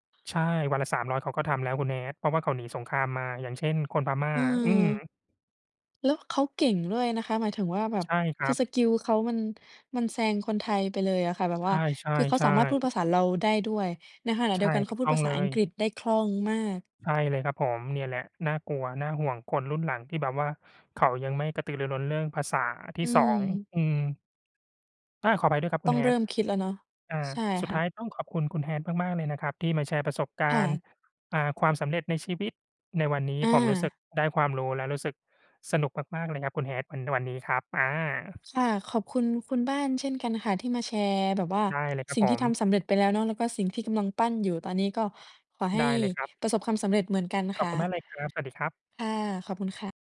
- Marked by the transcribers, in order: none
- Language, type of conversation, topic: Thai, unstructured, คุณอยากทำอะไรให้สำเร็จที่สุดในชีวิต?